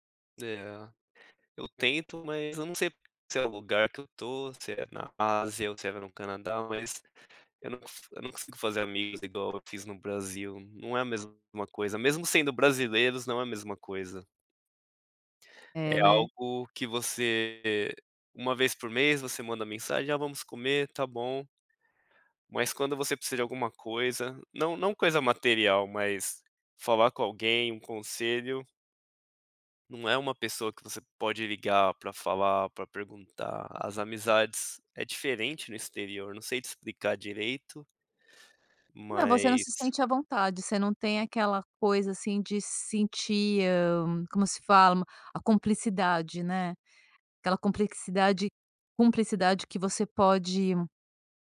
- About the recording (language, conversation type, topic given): Portuguese, podcast, Qual foi o momento que te ensinou a valorizar as pequenas coisas?
- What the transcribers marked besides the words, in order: none